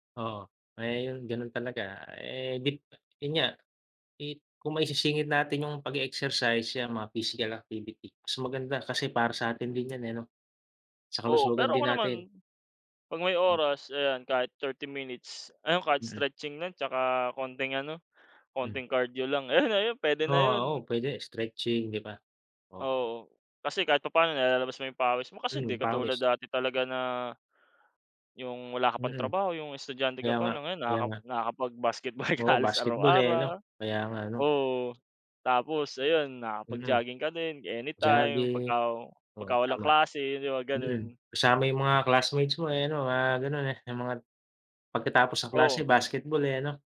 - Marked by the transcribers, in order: other background noise; tapping; laughing while speaking: "ka halos"
- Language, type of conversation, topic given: Filipino, unstructured, Bakit sa tingin mo maraming tao ang tinatamad mag-ehersisyo?
- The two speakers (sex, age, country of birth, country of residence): male, 25-29, Philippines, Philippines; male, 30-34, Philippines, Philippines